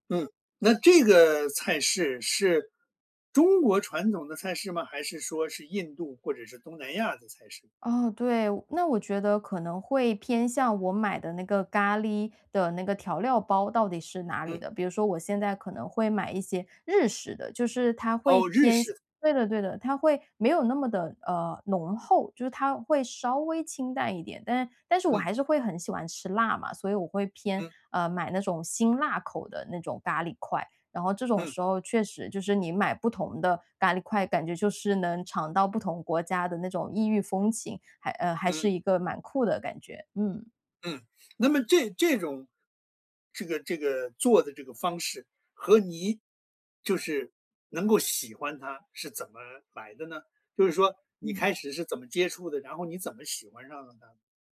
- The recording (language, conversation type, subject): Chinese, podcast, 怎么把简单食材变成让人心安的菜？
- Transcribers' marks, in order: none